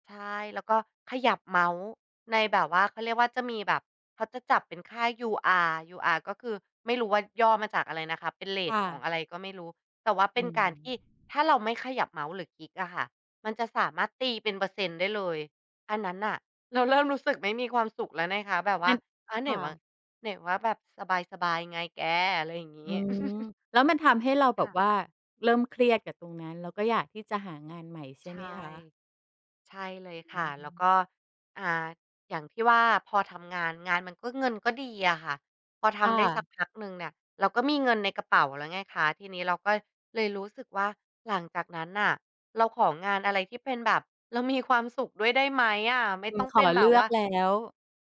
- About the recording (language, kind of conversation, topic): Thai, podcast, คุณเลือกงานโดยให้ความสำคัญกับเงินหรือความสุขมากกว่ากัน เพราะอะไร?
- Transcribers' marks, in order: laughing while speaking: "เราเริ่ม"; chuckle